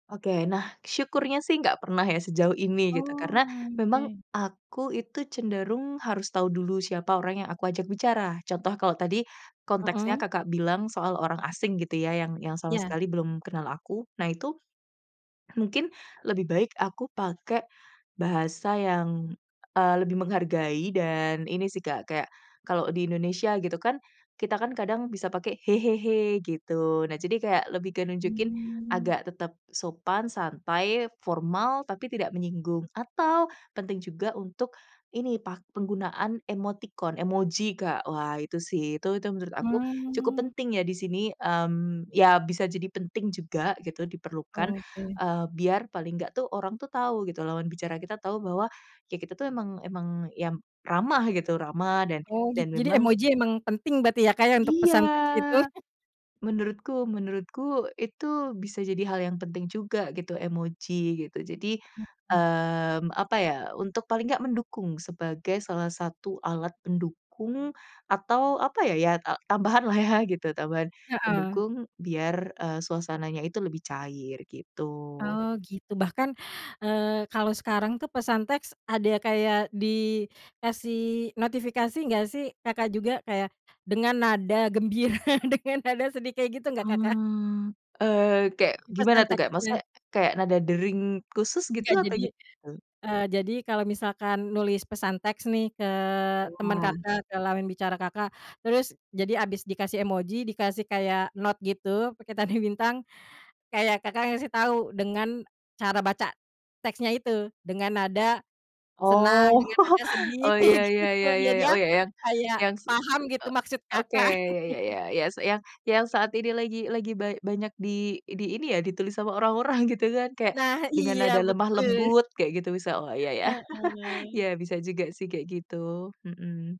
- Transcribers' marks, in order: tapping; drawn out: "Mmm"; drawn out: "Mmm"; drawn out: "Iya"; chuckle; laughing while speaking: "gembira, dengan nada sedih"; laughing while speaking: "Kakak?"; drawn out: "Mmm"; in English: "note"; laughing while speaking: "tanda"; chuckle; laughing while speaking: "kayak gitu"; chuckle; laughing while speaking: "gitu"; chuckle
- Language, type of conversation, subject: Indonesian, podcast, Apa bedanya rasa empati yang kita rasakan lewat pesan teks dibandingkan saat bertatap muka?